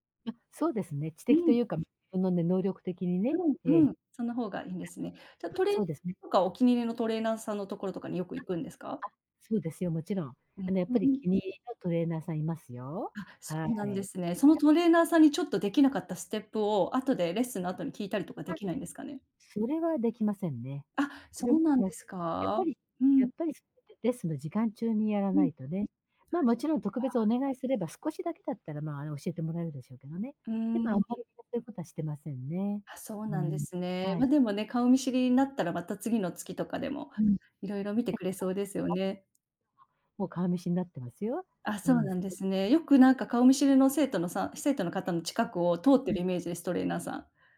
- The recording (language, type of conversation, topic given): Japanese, advice, ジムで他人と比べて自己嫌悪になるのをやめるにはどうしたらいいですか？
- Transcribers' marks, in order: unintelligible speech; other background noise